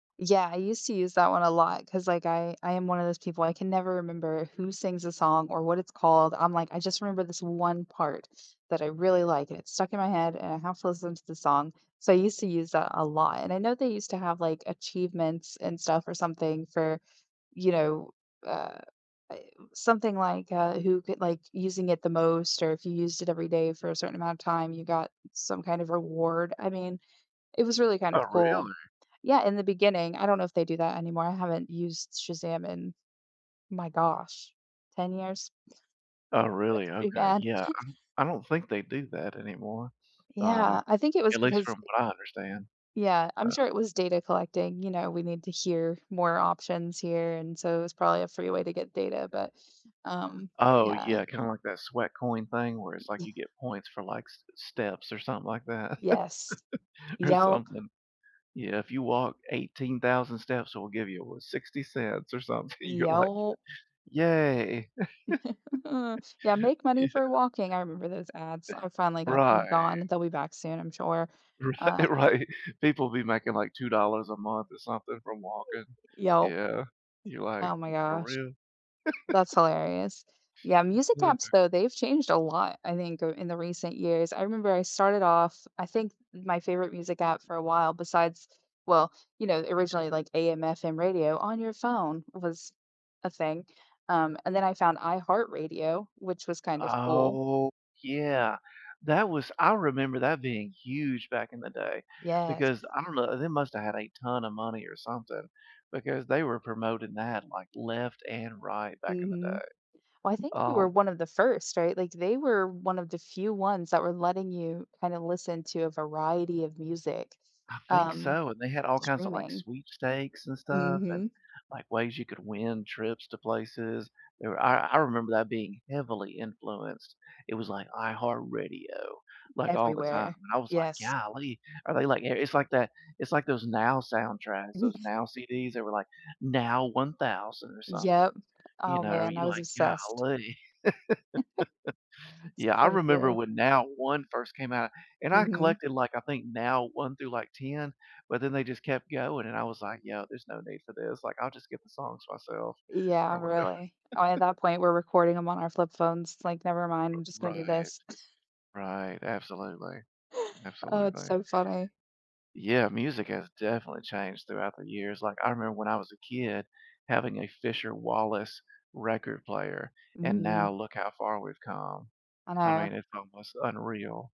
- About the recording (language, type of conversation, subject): English, unstructured, How do you usually discover new music these days, and how does it help you connect with other people?
- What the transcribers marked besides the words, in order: other background noise; chuckle; laugh; laughing while speaking: "or something"; laughing while speaking: "something. You're, like"; chuckle; other noise; laugh; chuckle; laughing while speaking: "Ri right"; laugh; unintelligible speech; laugh; chuckle; laugh; chuckle